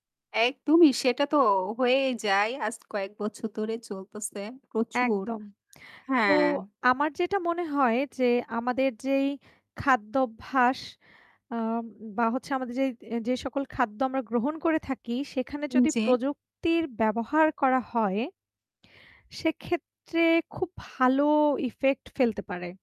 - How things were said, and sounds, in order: static; lip smack; tapping
- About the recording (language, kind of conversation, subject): Bengali, unstructured, ভবিষ্যতে আমাদের খাদ্যাভ্যাস কীভাবে পরিবর্তিত হতে পারে বলে আপনি মনে করেন?